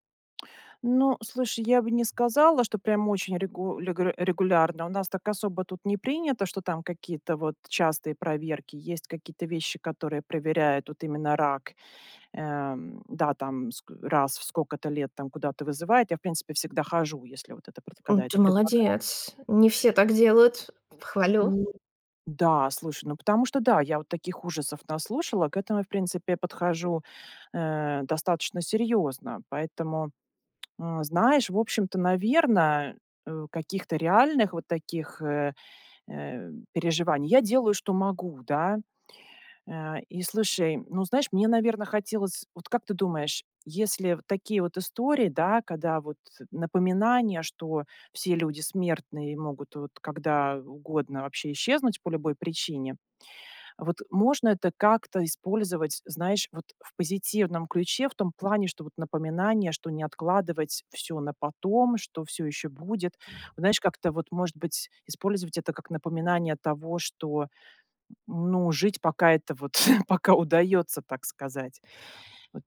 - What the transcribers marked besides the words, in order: tapping; other background noise; chuckle
- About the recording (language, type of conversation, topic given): Russian, advice, Как вы справляетесь с навязчивыми переживаниями о своём здоровье, когда реальной угрозы нет?